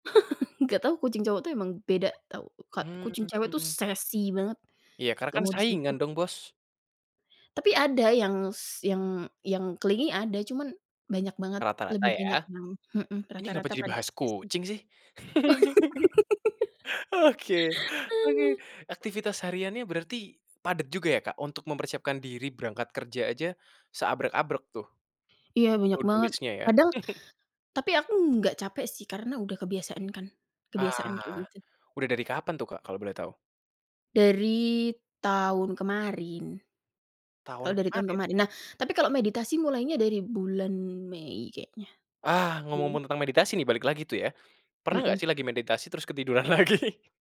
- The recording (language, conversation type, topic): Indonesian, podcast, Apa rutinitas pagi yang membuat harimu lebih produktif?
- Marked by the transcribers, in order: chuckle; in English: "sassy"; stressed: "sassy"; in English: "clingy"; chuckle; laughing while speaking: "Oke, oke"; in English: "sassy"; laugh; in English: "to-do list-nya"; chuckle; laughing while speaking: "lagi?"